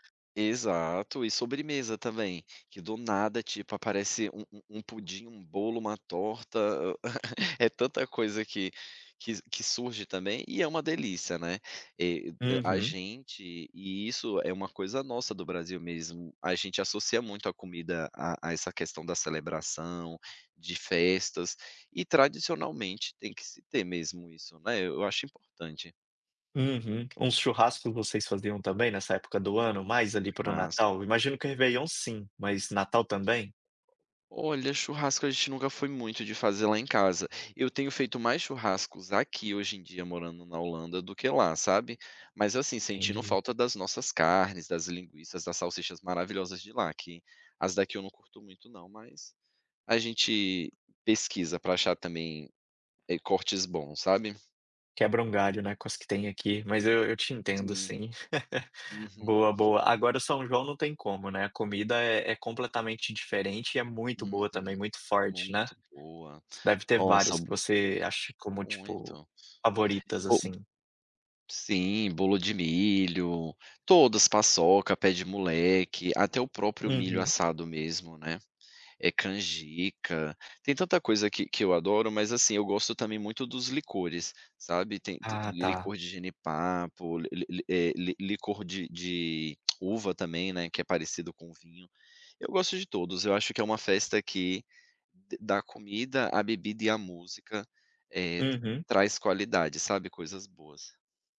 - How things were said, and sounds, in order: chuckle; laugh; tongue click
- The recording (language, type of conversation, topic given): Portuguese, podcast, Qual festa ou tradição mais conecta você à sua identidade?
- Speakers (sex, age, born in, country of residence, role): male, 30-34, Brazil, Spain, host; male, 35-39, Brazil, Netherlands, guest